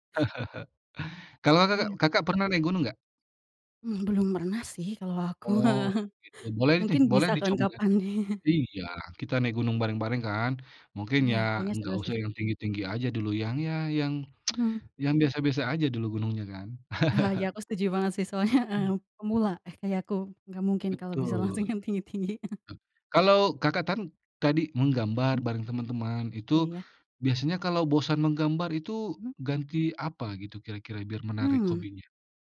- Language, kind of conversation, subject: Indonesian, unstructured, Apa hobi yang paling sering kamu lakukan bersama teman?
- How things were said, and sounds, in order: chuckle; chuckle; chuckle; tsk; chuckle; laughing while speaking: "Soalnya"; laughing while speaking: "bisa langsung yang tinggi-tinggi"; other background noise